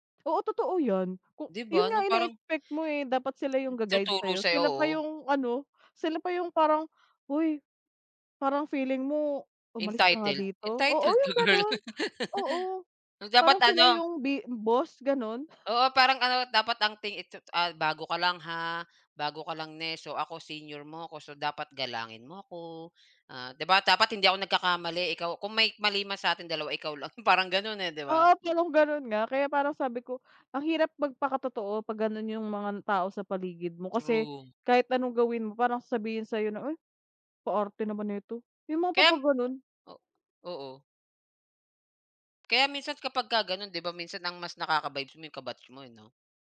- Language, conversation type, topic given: Filipino, unstructured, Paano mo ipinapakita ang tunay mong sarili sa ibang tao?
- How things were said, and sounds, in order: chuckle